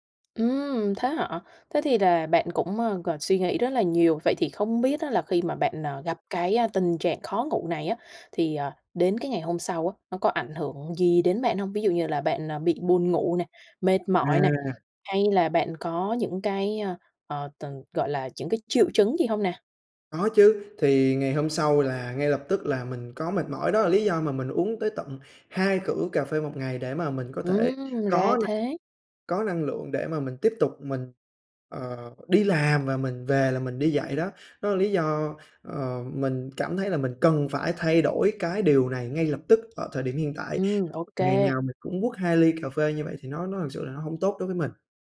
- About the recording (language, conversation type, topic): Vietnamese, advice, Tôi bị mất ngủ, khó ngủ vào ban đêm vì suy nghĩ không ngừng, tôi nên làm gì?
- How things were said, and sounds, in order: tapping